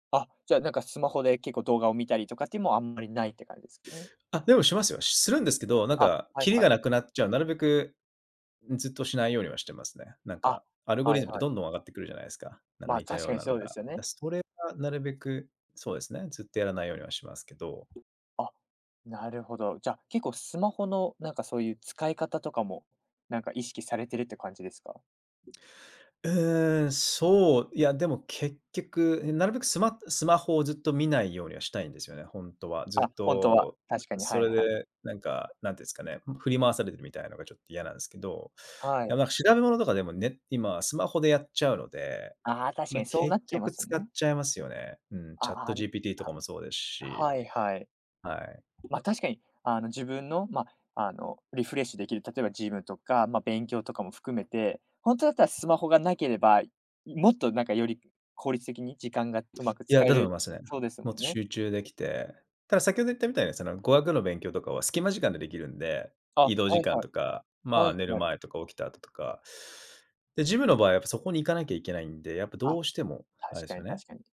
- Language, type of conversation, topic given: Japanese, podcast, 自分だけの自由時間は、どうやって確保していますか？
- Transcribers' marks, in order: tapping; other background noise